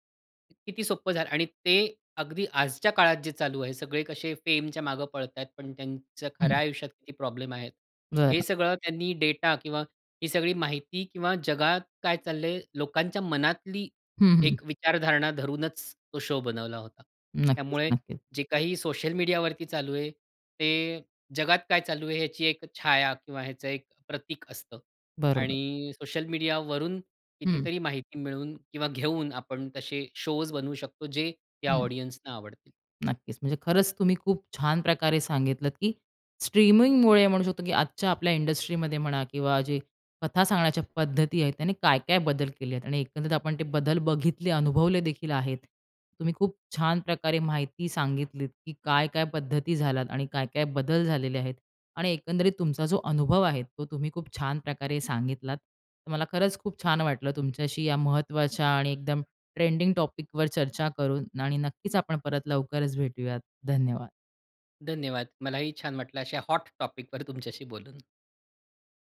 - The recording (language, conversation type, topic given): Marathi, podcast, स्ट्रीमिंगमुळे कथा सांगण्याची पद्धत कशी बदलली आहे?
- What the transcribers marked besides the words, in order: in English: "शो"; in English: "शोज"; in English: "ऑडियंसना"; other background noise; in English: "टॉपिकवर"; in English: "टॉपिकवर"; laughing while speaking: "तुमच्याशी बोलून"